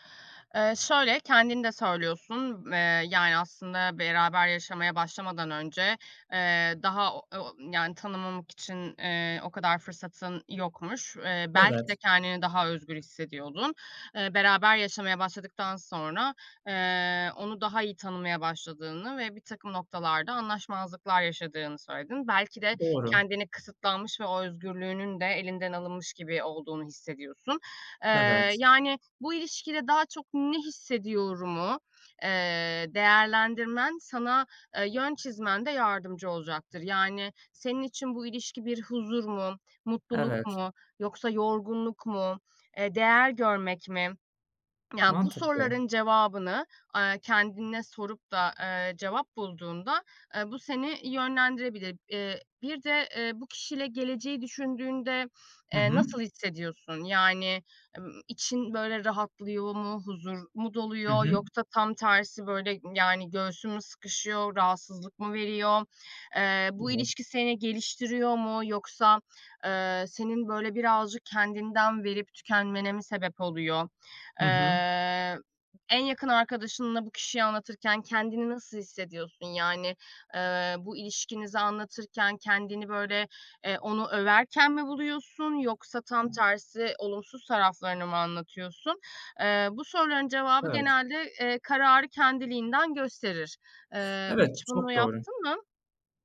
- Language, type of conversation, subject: Turkish, advice, İlişkimi bitirip bitirmemek konusunda neden kararsız kalıyorum?
- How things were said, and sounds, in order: other background noise; unintelligible speech